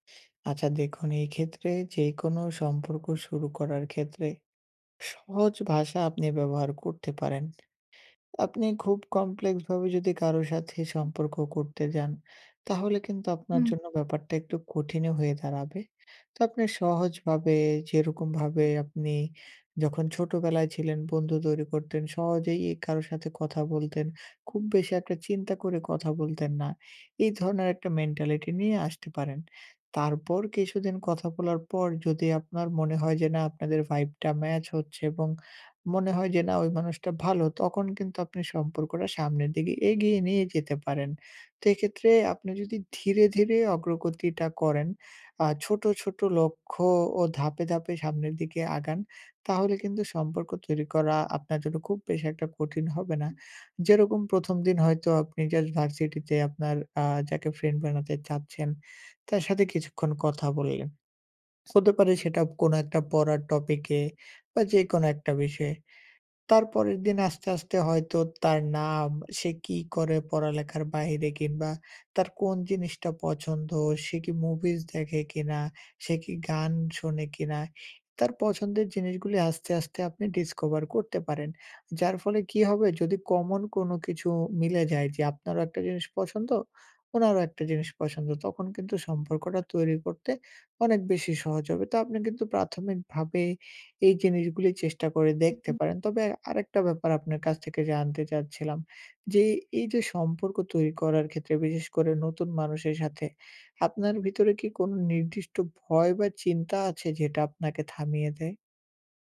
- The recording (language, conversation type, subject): Bengali, advice, নতুন মানুষের সাথে স্বাভাবিকভাবে আলাপ কীভাবে শুরু করব?
- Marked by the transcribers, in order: in English: "কমপ্লেক্স"; in English: "ভাইভ"; in English: "match"; in English: "jus"; "just" said as "jus"; other background noise; "হতে" said as "ছোদো"; "কিংবা" said as "কিনবা"; in English: "ডিসকভার"; trusting: "অনেক বেশি সহজ হবে"